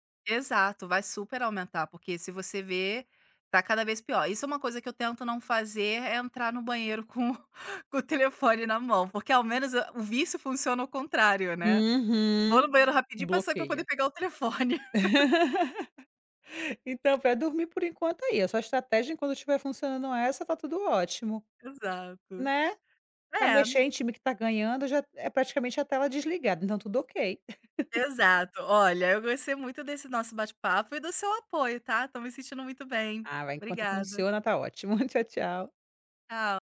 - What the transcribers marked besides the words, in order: laughing while speaking: "com"; laughing while speaking: "telefone"; laugh; tapping; laugh; chuckle
- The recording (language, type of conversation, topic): Portuguese, advice, Como posso lidar com a dificuldade de desligar as telas antes de dormir?